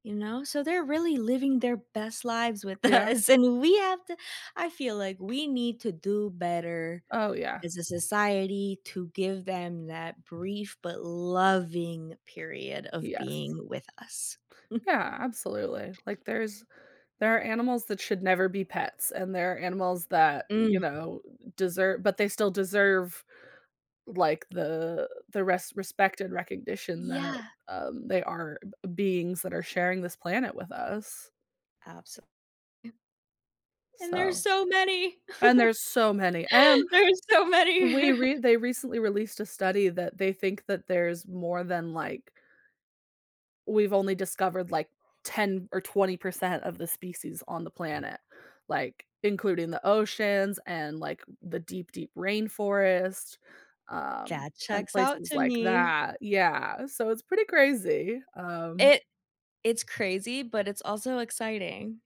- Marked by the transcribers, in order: tapping; laughing while speaking: "us"; other background noise; stressed: "loving"; chuckle; chuckle; laughing while speaking: "There's so many"; chuckle
- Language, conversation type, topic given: English, unstructured, What motivates people to stand up for animals in difficult situations?
- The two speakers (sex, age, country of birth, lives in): female, 30-34, United States, United States; female, 30-34, United States, United States